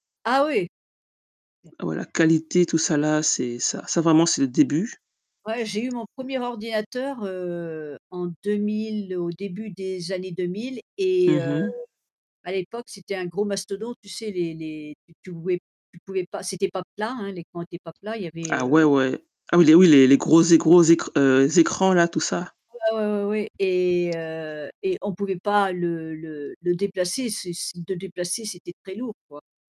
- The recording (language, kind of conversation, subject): French, unstructured, Quelle invention scientifique a changé le monde selon toi ?
- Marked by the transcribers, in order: distorted speech; tapping; static; "écrans" said as "zécrans"; other background noise; mechanical hum